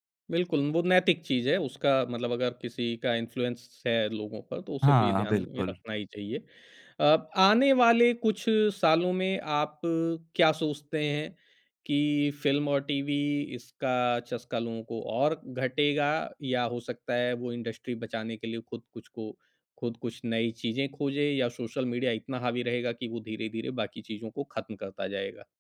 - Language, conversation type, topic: Hindi, podcast, सोशल मीडिया के रुझान मनोरंजन को कैसे बदल रहे हैं, इस बारे में आपका क्या विचार है?
- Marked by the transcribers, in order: in English: "इन्फ्लुएंस"; in English: "इंडस्ट्री"